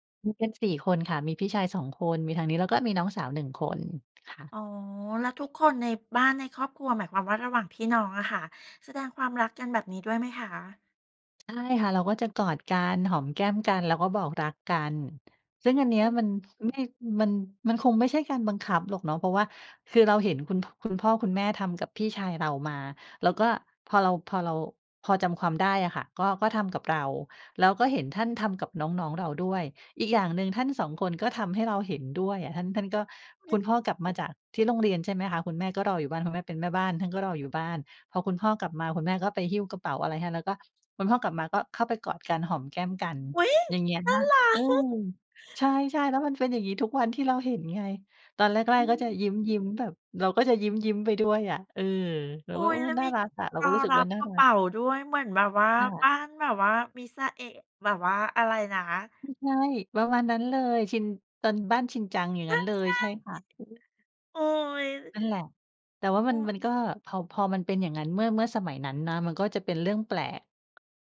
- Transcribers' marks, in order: other background noise; surprised: "อุ๊ย ! น่า"; laughing while speaking: "รัก"; other noise; joyful: "ใช่ ๆ"; tapping
- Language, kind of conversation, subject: Thai, podcast, ครอบครัวของคุณแสดงความรักต่อคุณอย่างไรตอนคุณยังเป็นเด็ก?
- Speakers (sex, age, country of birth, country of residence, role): female, 45-49, Thailand, Thailand, guest; female, 55-59, Thailand, Thailand, host